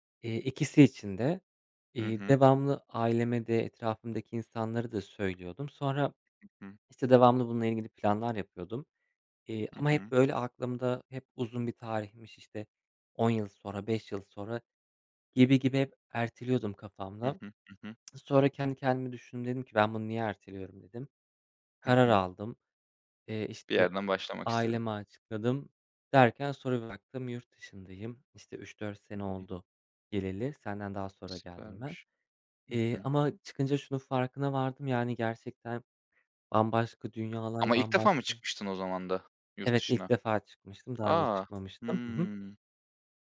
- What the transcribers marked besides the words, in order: other background noise
- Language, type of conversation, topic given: Turkish, unstructured, Bir hobinin seni en çok mutlu ettiği an ne zamandı?